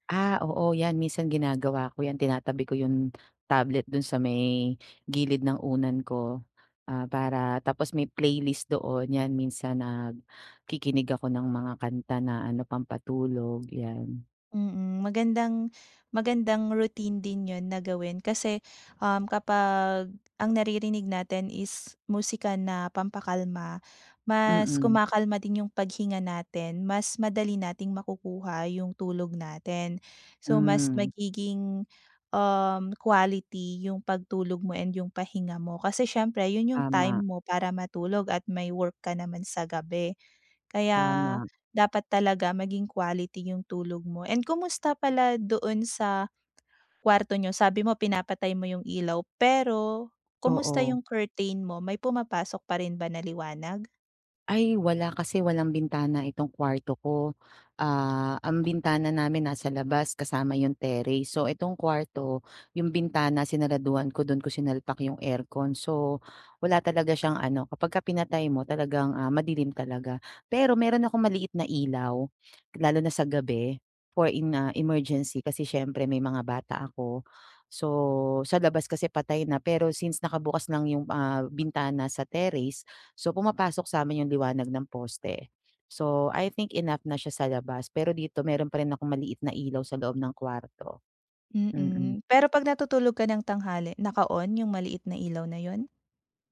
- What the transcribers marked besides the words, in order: none
- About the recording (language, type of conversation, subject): Filipino, advice, Paano ako makakapagpahinga sa bahay kahit maraming distraksyon?